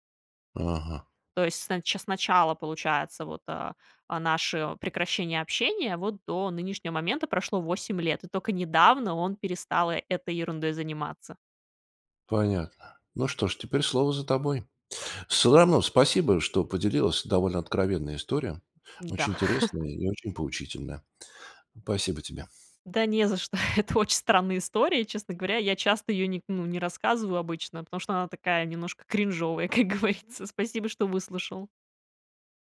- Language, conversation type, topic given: Russian, podcast, Как понять, что пора заканчивать отношения?
- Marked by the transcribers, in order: chuckle; laughing while speaking: "Это очень"; laughing while speaking: "как говорится"